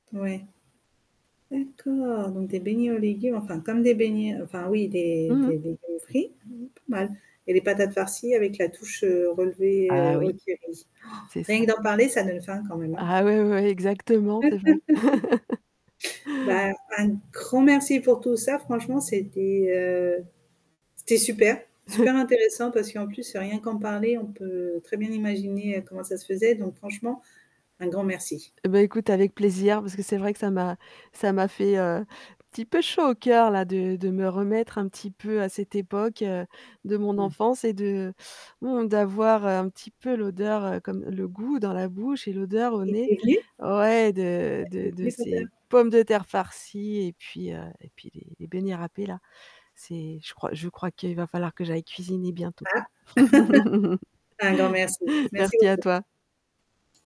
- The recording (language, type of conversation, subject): French, podcast, Quel souvenir d’enfance influence encore ton palais aujourd’hui ?
- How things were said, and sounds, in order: static; tapping; distorted speech; gasp; laugh; other street noise; chuckle; other background noise; laugh; laugh